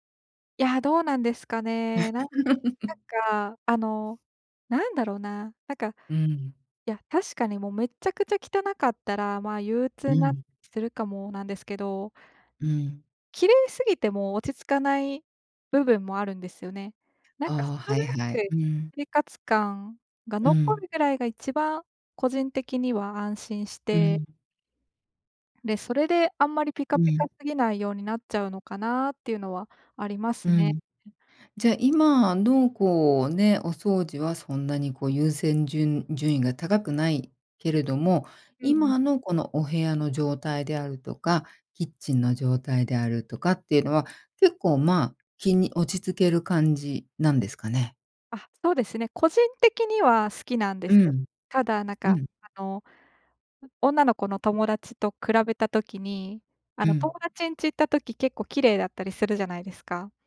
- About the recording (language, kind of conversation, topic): Japanese, advice, 家事や日課の優先順位をうまく決めるには、どうしたらよいですか？
- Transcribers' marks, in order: laugh